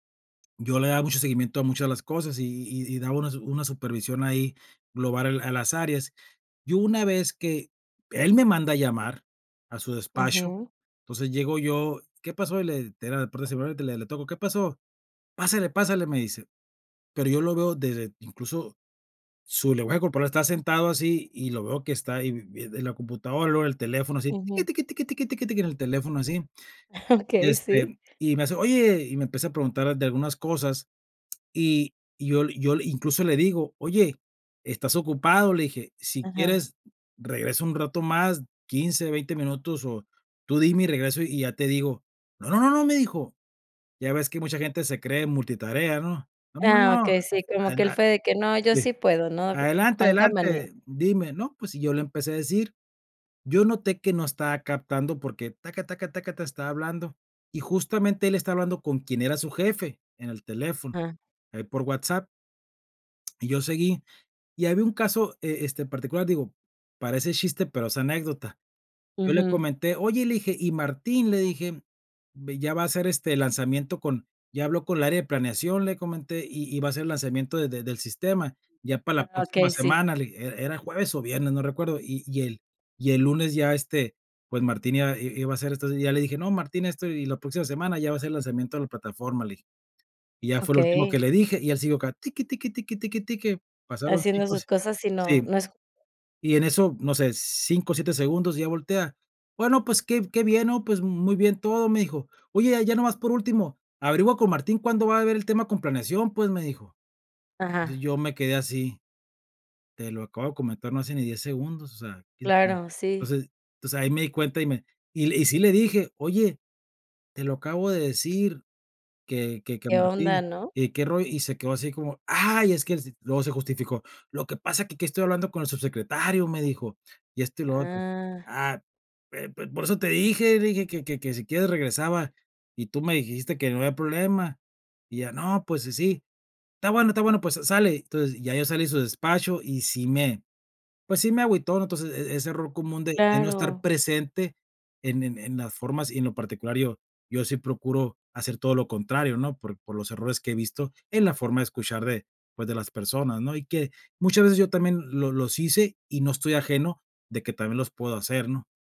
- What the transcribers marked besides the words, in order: tapping; laughing while speaking: "Okey"; other background noise; unintelligible speech; unintelligible speech
- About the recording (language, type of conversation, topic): Spanish, podcast, ¿Cuáles son los errores más comunes al escuchar a otras personas?